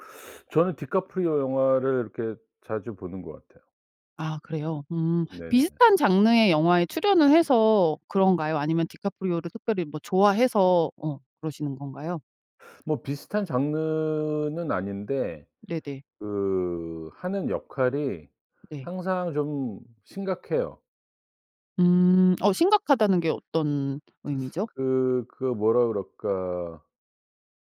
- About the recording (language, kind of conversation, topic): Korean, podcast, 가장 좋아하는 영화와 그 이유는 무엇인가요?
- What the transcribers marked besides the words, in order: other background noise